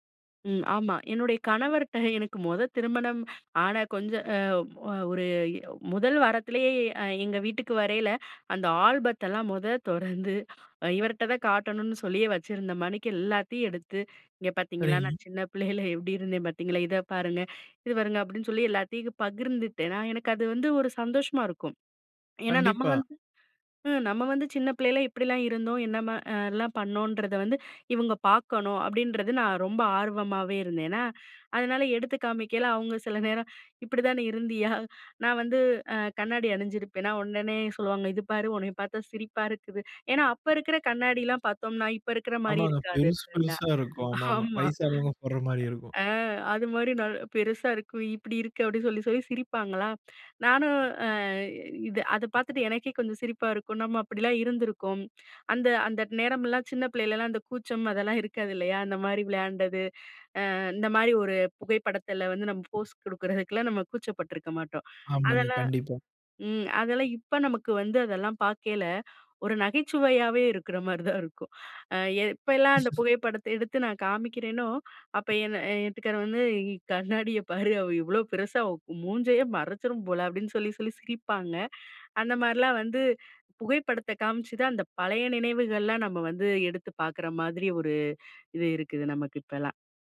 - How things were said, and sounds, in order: chuckle; chuckle; laughing while speaking: "அதுனால எடுத்து காமிக்கல அவுங்க சில … சொல்லி சொல்லி சிரிப்பாங்க"; in English: "ட்ரெண்டா"; "நல்லா" said as "நாலு"; laugh
- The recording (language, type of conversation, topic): Tamil, podcast, பழைய புகைப்படங்களைப் பார்த்தால் உங்களுக்கு என்ன மாதிரியான உணர்வுகள் வரும்?